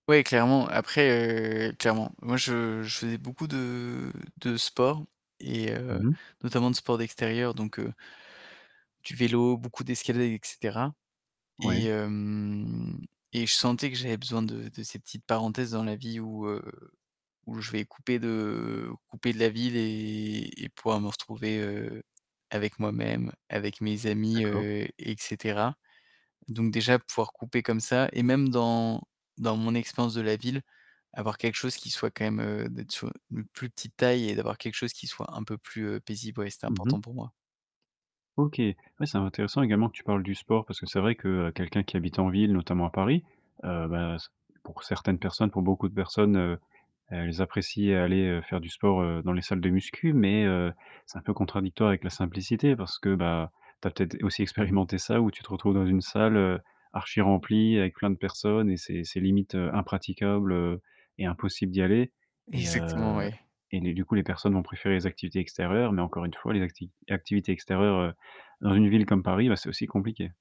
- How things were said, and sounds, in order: distorted speech; static; other background noise; drawn out: "hem"
- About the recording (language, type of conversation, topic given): French, podcast, Comment concilier une vie simple avec la vie en ville, à ton avis ?